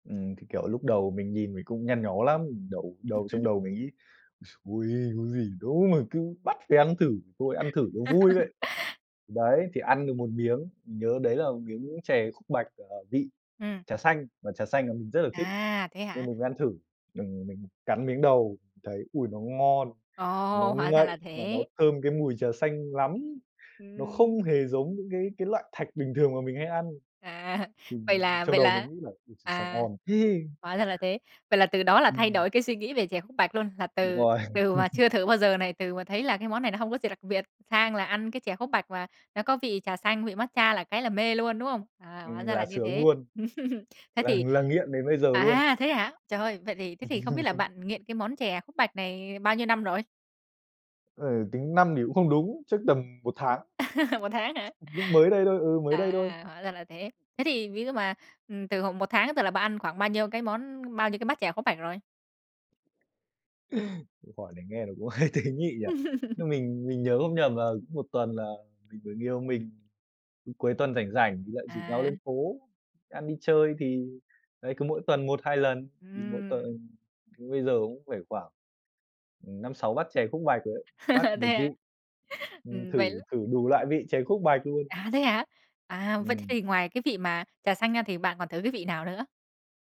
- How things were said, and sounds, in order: laugh; grunt; disgusted: "Ôi, trời ôi! Có gì đâu mà cứ bắt phải ăn thử"; stressed: "đâu"; laugh; tapping; laughing while speaking: "Ồ"; stressed: "ngậy"; laughing while speaking: "À, vậy là vậy là"; laughing while speaking: "từ"; laugh; laughing while speaking: "Là là"; laugh; laugh; laugh; laugh; laughing while speaking: "hơi tế nhị"; laugh; laugh; laughing while speaking: "Thế à?"; laugh
- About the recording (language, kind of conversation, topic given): Vietnamese, podcast, Bạn có thể kể về lần bạn thử một món ăn lạ và mê luôn không?